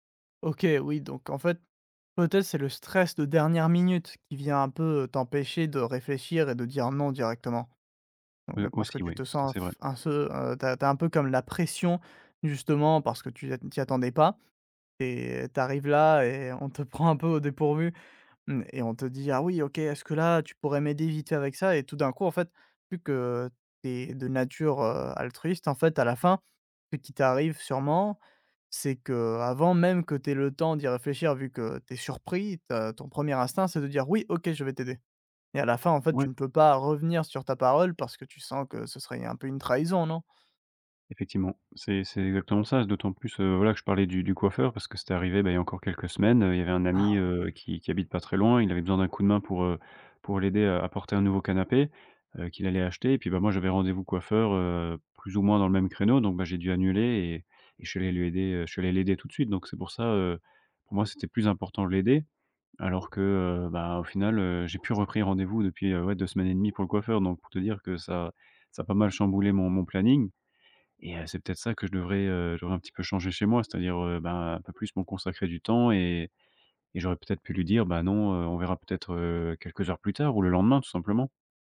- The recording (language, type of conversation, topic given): French, advice, Comment puis-je apprendre à dire non et à poser des limites personnelles ?
- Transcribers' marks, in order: tapping